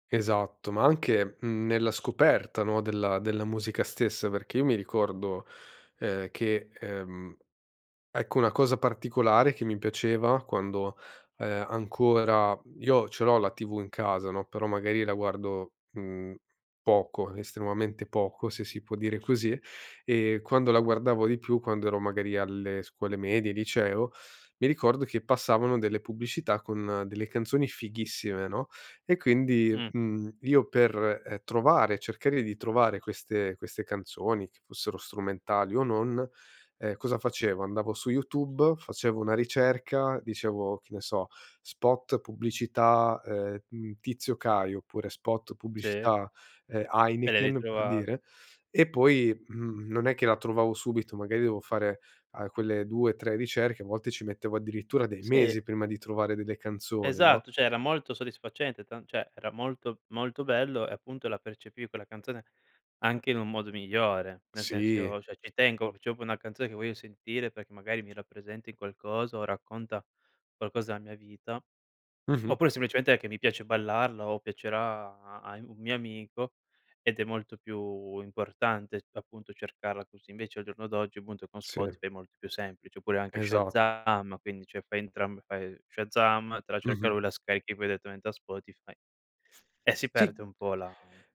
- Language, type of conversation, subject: Italian, podcast, Come ascoltavi musica prima di Spotify?
- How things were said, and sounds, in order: other background noise; "Cioè" said as "ceh"; "cioè" said as "ceh"; "proprio" said as "popio"